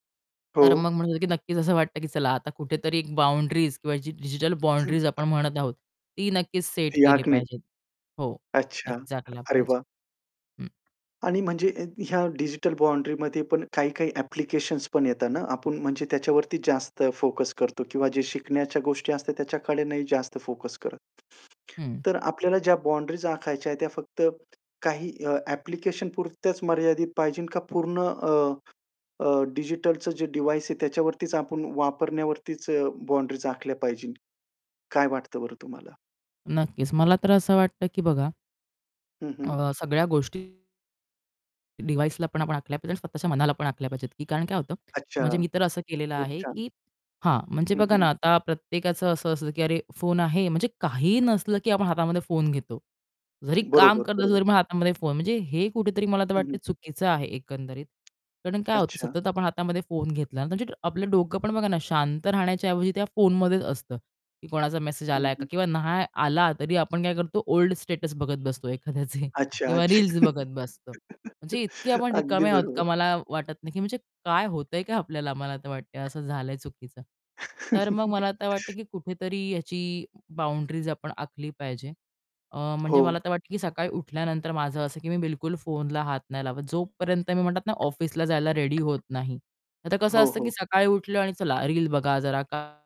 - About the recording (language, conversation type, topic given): Marathi, podcast, तुम्हाला तुमच्या डिजिटल वापराच्या सीमा कशा ठरवायला आवडतात?
- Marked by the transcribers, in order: tapping; distorted speech; laughing while speaking: "असं वाटतं"; unintelligible speech; other background noise; static; in English: "डिव्हाइस"; in English: "डिव्हाइसला"; in English: "स्टेटस"; laughing while speaking: "एखाद्याचे"; chuckle; chuckle; in English: "रेडी"